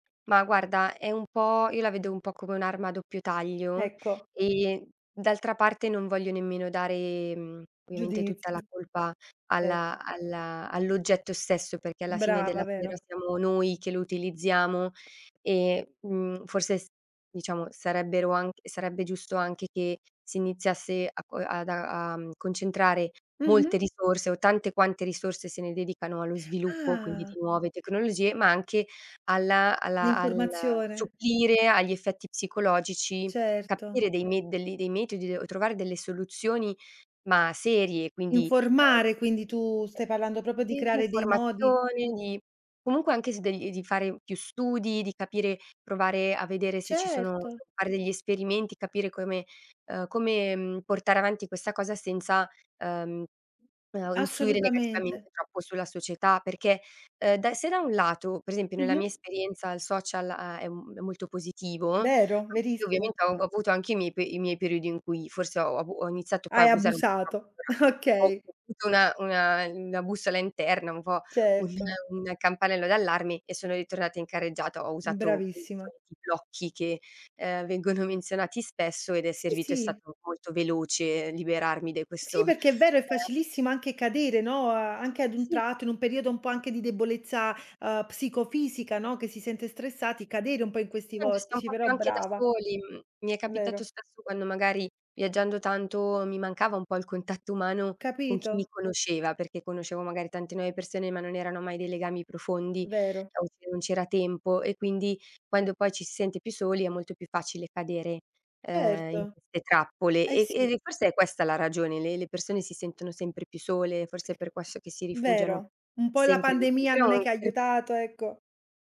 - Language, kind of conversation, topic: Italian, podcast, Come usi i social per restare in contatto con gli amici?
- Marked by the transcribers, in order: other background noise; tapping; background speech; "proprio" said as "propio"; chuckle; unintelligible speech; unintelligible speech